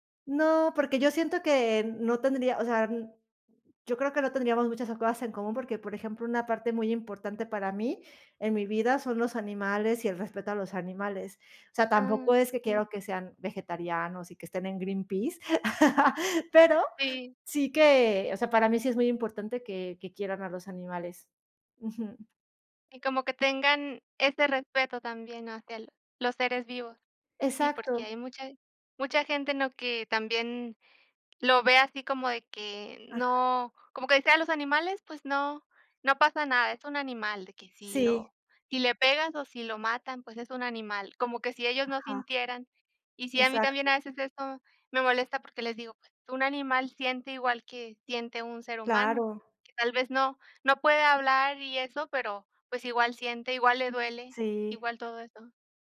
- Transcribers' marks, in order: laugh; tapping
- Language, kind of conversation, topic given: Spanish, unstructured, ¿Cuáles son las cualidades que buscas en un buen amigo?